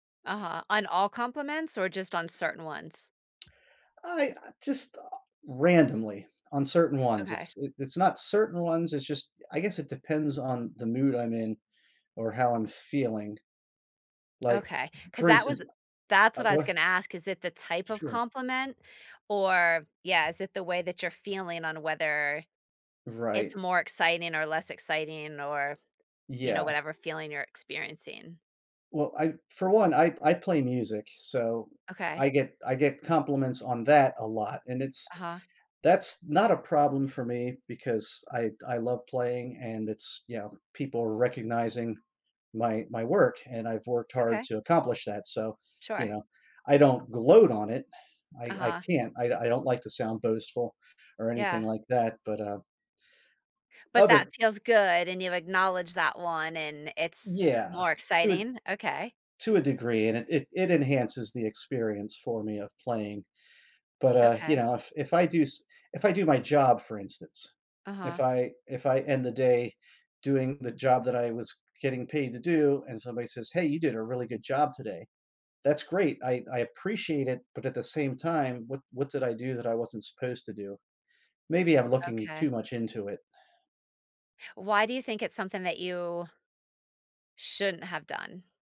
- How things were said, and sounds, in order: other background noise
- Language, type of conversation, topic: English, advice, How can I accept a compliment?
- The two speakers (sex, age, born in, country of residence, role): female, 50-54, United States, United States, advisor; male, 55-59, United States, United States, user